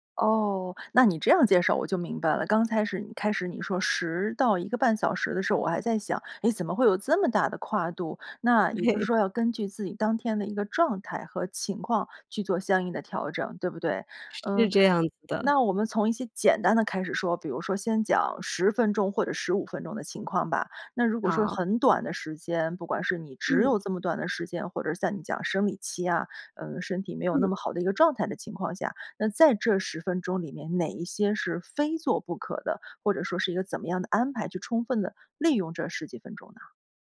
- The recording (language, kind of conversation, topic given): Chinese, podcast, 说说你的晨间健康习惯是什么？
- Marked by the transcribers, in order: laughing while speaking: "对"; other background noise